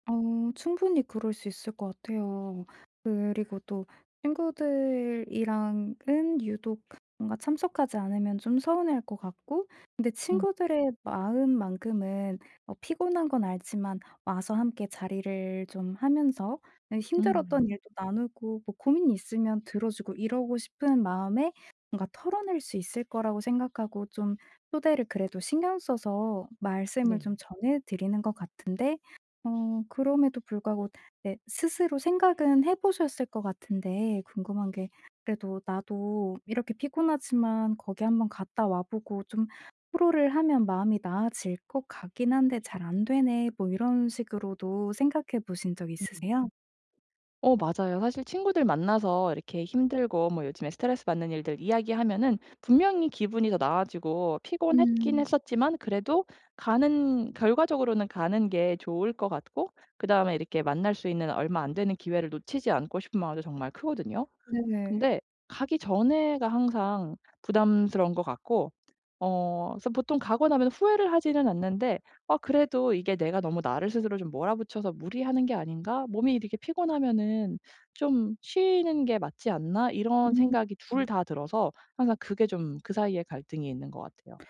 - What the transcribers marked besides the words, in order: other background noise; tapping; background speech
- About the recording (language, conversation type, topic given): Korean, advice, 친구의 초대가 부담스러울 때 모임에 참석할지 말지 어떻게 결정해야 하나요?
- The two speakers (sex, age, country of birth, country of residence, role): female, 25-29, South Korea, Malta, advisor; female, 35-39, South Korea, Sweden, user